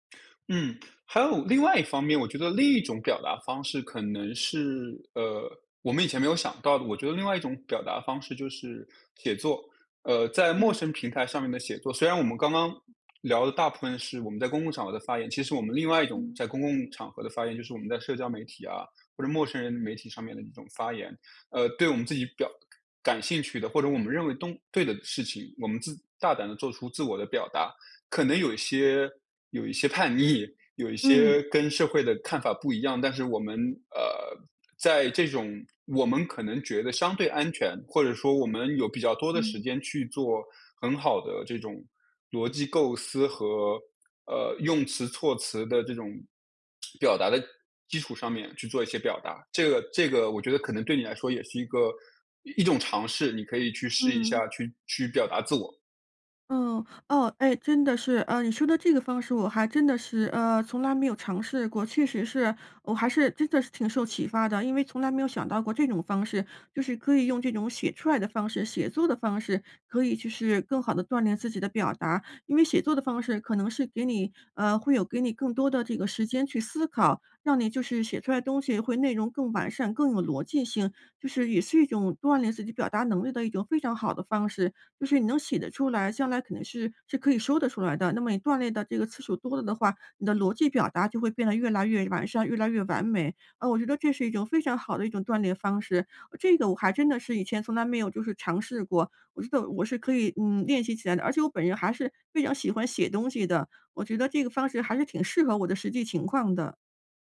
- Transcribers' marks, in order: other background noise; laughing while speaking: "逆"; tapping
- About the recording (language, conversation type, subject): Chinese, advice, 我想表达真实的自己，但担心被排斥，我该怎么办？